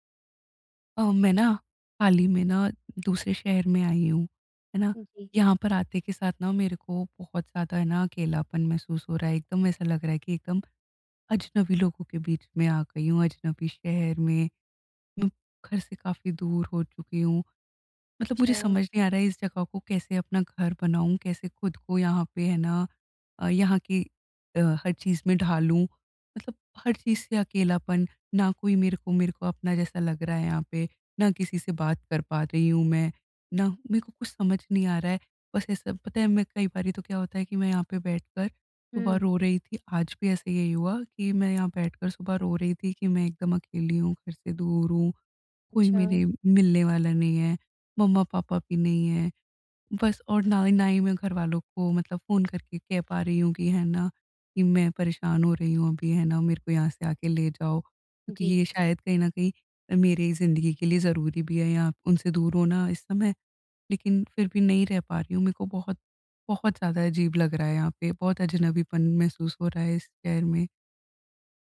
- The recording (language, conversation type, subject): Hindi, advice, अजनबीपन से जुड़ाव की यात्रा
- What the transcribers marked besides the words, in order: other background noise